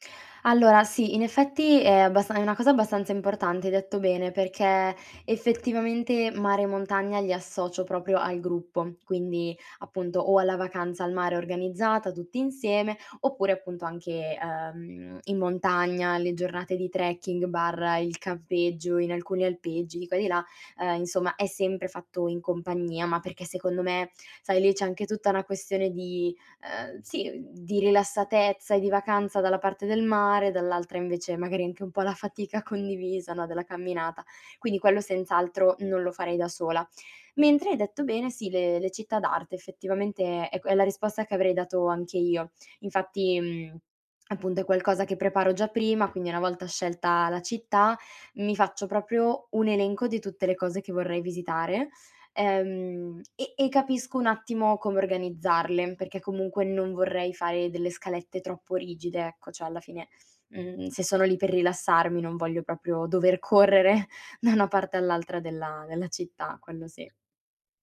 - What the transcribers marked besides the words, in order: "proprio" said as "propio"; "proprio" said as "propio"; "Cioè" said as "ceh"; "proprio" said as "propio"; laughing while speaking: "correre da"; other background noise
- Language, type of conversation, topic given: Italian, podcast, Come ti prepari prima di un viaggio in solitaria?